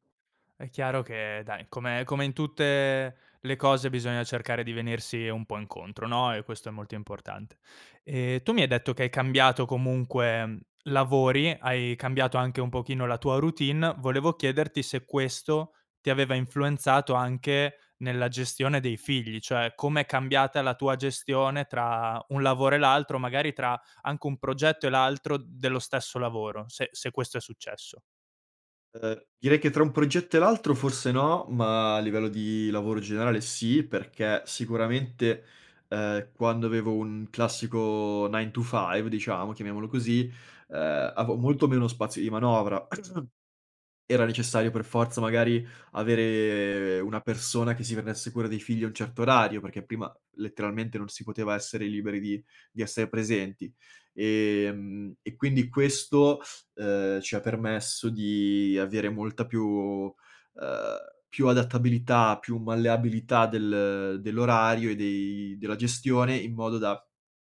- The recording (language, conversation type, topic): Italian, podcast, Come riesci a mantenere dei confini chiari tra lavoro e figli?
- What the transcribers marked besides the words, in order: other background noise; in English: "nine to five"; "avevo" said as "avo"; cough